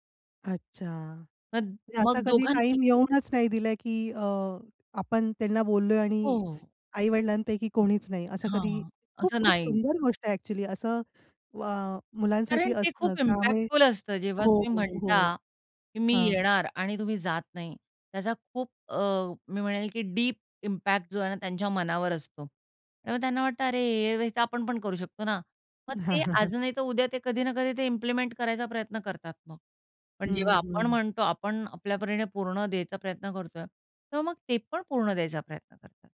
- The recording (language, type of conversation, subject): Marathi, podcast, वचन दिल्यावर ते पाळण्याबाबत तुमचा दृष्टिकोन काय आहे?
- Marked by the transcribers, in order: tapping; "असं" said as "असा"; in English: "इम्पॅक्टफुल"; other background noise; in English: "इम्पॅक्ट"; chuckle; in English: "इम्प्लिमेंट"